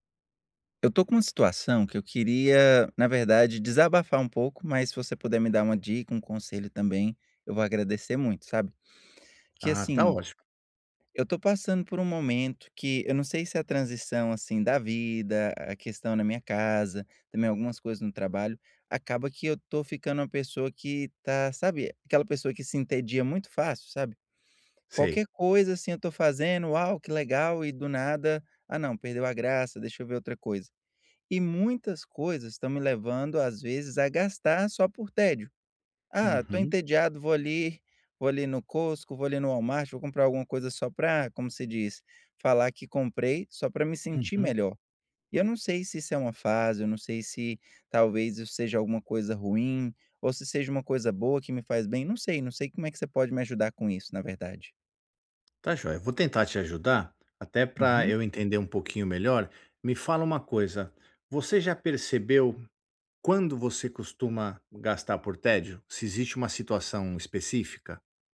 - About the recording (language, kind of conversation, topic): Portuguese, advice, Como posso parar de gastar dinheiro quando estou entediado ou procurando conforto?
- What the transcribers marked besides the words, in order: tapping; other background noise